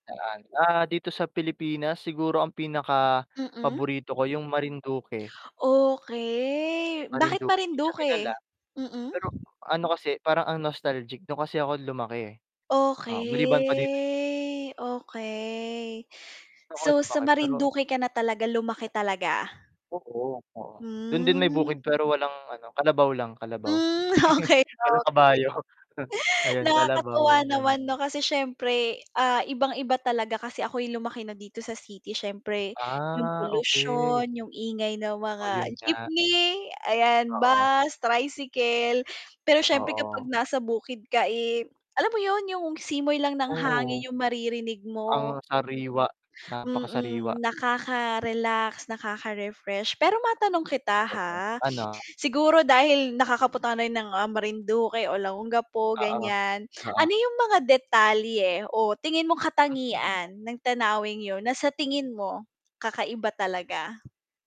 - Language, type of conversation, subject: Filipino, unstructured, Ano ang pinaka-kakaibang tanawin na nakita mo sa iyong mga paglalakbay?
- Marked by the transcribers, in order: static; drawn out: "Okey"; tapping; distorted speech; wind; drawn out: "Okey"; mechanical hum; laughing while speaking: "okey, okey"; chuckle; snort; other background noise; bird; "nakakapunta ka na rin" said as "nakakaputanoy"; unintelligible speech